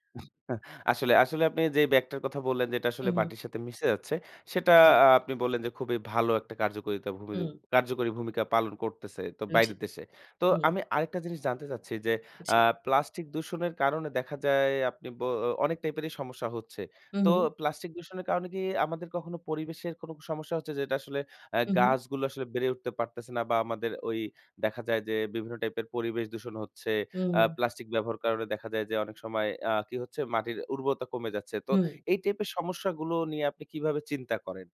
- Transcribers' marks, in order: chuckle; "মাটির" said as "বাটির"
- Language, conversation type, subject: Bengali, podcast, প্লাস্টিক দূষণ নিয়ে আপনি কী ভাবেন?